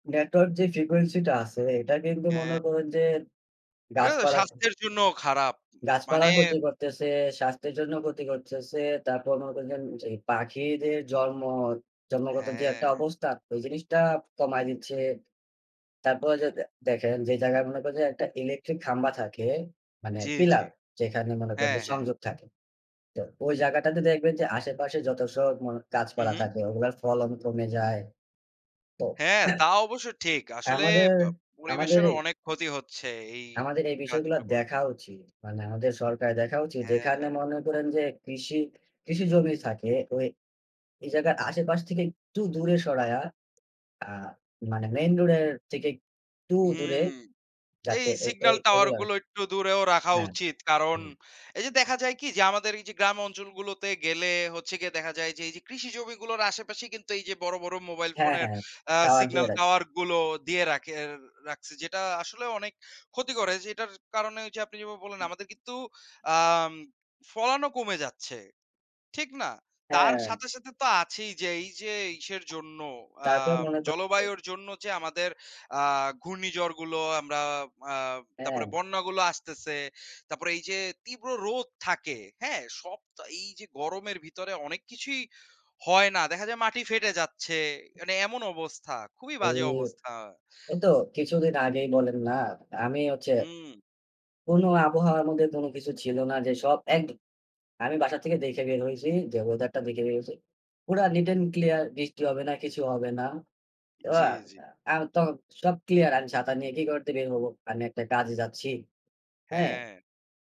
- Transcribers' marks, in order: cough; tapping; unintelligible speech
- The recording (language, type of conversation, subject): Bengali, unstructured, জলবায়ু পরিবর্তন নিয়ে আপনার সবচেয়ে বড় উদ্বেগ কী?